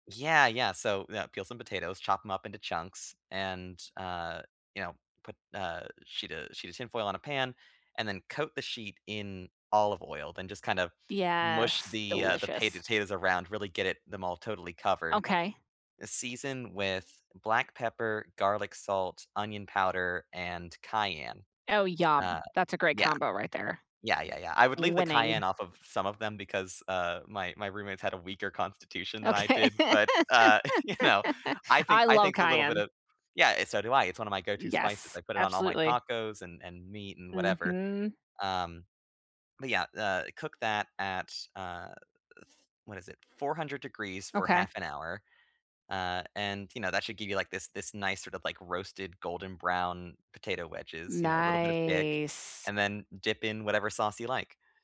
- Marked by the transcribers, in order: tapping; laughing while speaking: "Okay"; chuckle; laugh; drawn out: "Nice"
- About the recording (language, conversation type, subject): English, unstructured, What is a recipe you learned from family or friends?